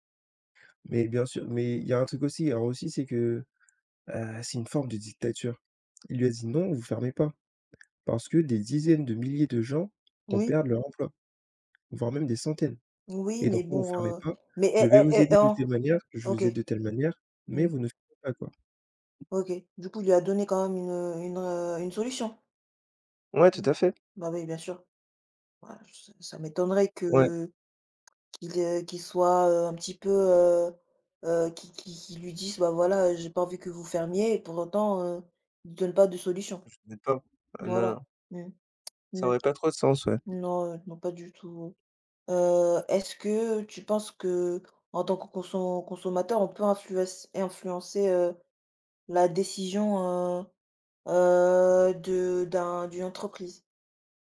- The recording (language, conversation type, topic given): French, unstructured, Pourquoi certaines entreprises refusent-elles de changer leurs pratiques polluantes ?
- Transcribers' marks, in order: tapping; other background noise; "influence-" said as "influace"